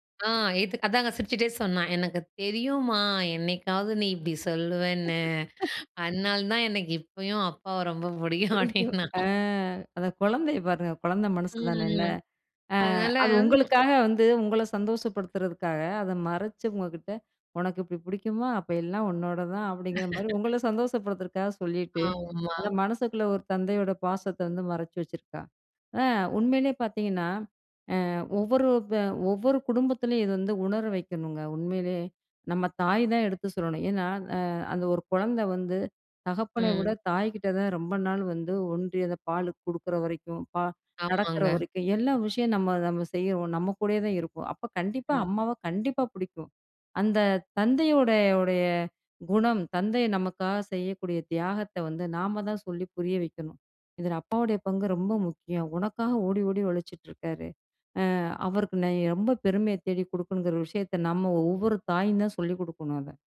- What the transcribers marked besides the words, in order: laugh; laughing while speaking: "ரொம்ப புடிக்கும். அப்படின்னா"; other background noise; laugh; "நீ" said as "னை"
- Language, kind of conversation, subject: Tamil, podcast, வீட்டிலும் குழந்தை வளர்ப்பிலும் தாயும் தந்தையும் சமமாகப் பொறுப்புகளைப் பகிர்ந்து கொள்ள வேண்டுமா, ஏன்?